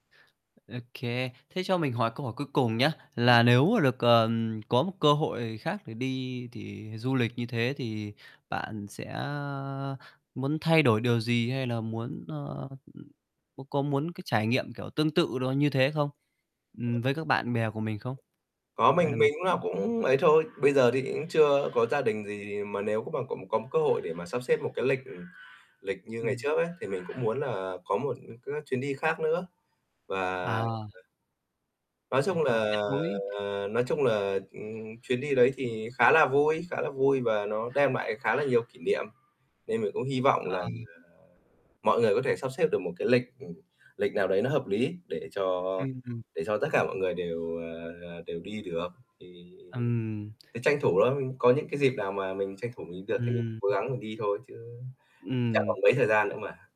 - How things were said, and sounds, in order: tapping; distorted speech; other background noise; static; drawn out: "là"
- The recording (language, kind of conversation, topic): Vietnamese, podcast, Kỷ niệm du lịch đáng nhớ nhất của bạn là gì?
- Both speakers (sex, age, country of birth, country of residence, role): male, 25-29, Vietnam, Vietnam, guest; male, 25-29, Vietnam, Vietnam, host